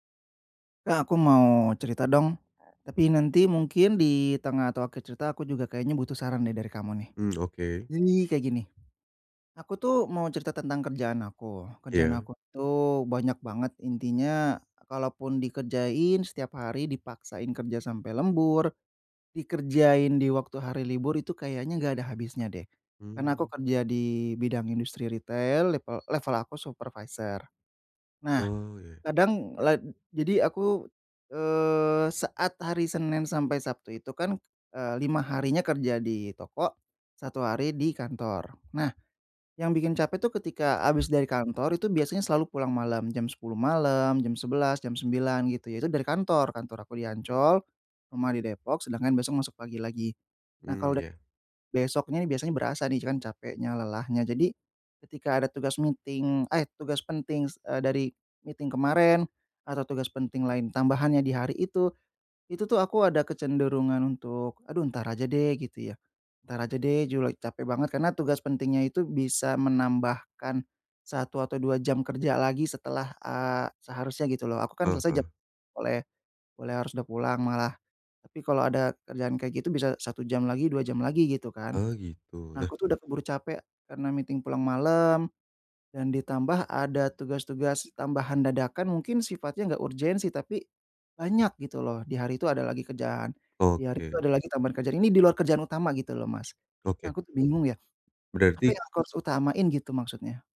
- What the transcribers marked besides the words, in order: other background noise; tapping; alarm; in English: "meeting"; in English: "meeting"; in English: "meeting"
- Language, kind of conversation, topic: Indonesian, advice, Mengapa kamu sering menunda tugas penting untuk mencapai tujuanmu?
- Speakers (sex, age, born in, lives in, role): male, 30-34, Indonesia, Indonesia, advisor; male, 30-34, Indonesia, Indonesia, user